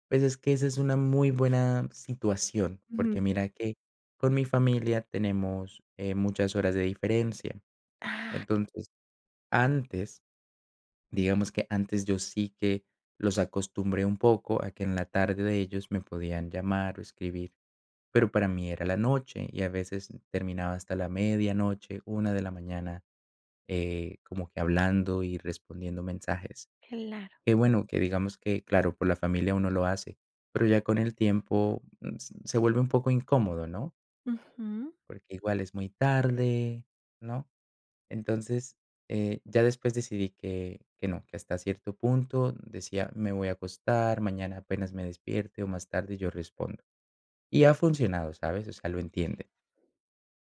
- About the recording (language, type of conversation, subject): Spanish, podcast, ¿Cómo usas las notas de voz en comparación con los mensajes de texto?
- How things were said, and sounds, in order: tapping